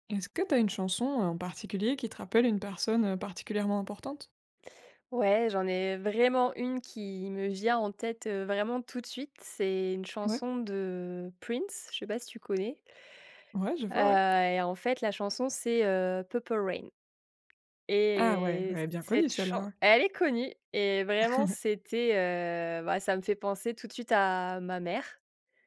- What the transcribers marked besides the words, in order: put-on voice: "Purple Rain"
- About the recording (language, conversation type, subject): French, podcast, Quelle chanson te fait penser à une personne importante ?